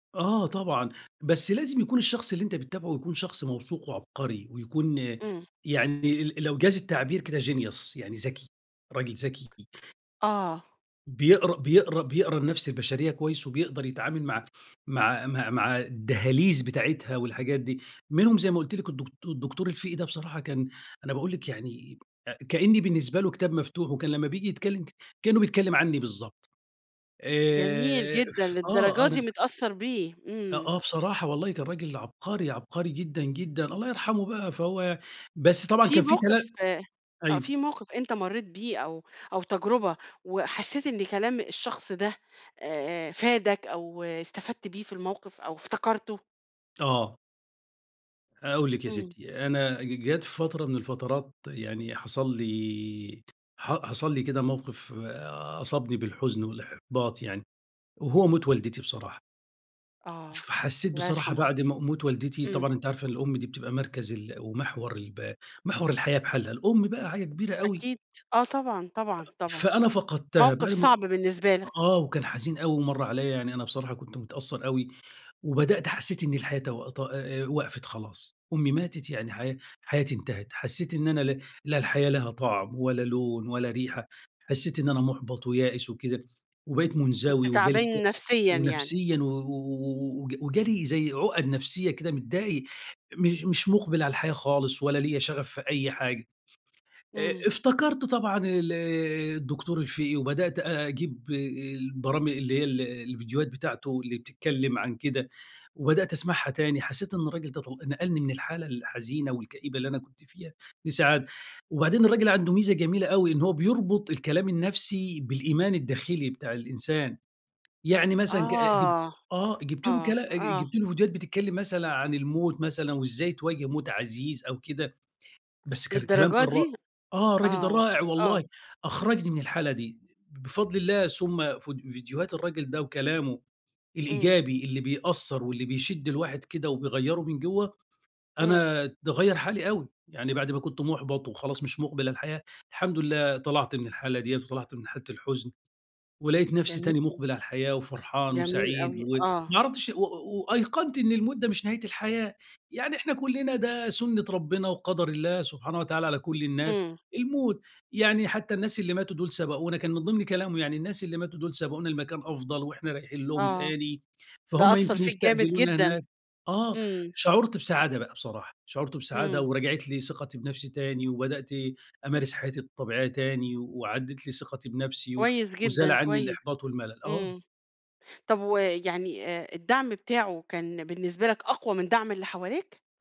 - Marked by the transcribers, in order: in English: "genius"; other background noise; tapping; unintelligible speech
- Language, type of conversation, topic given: Arabic, podcast, ليه بتتابع ناس مؤثرين على السوشيال ميديا؟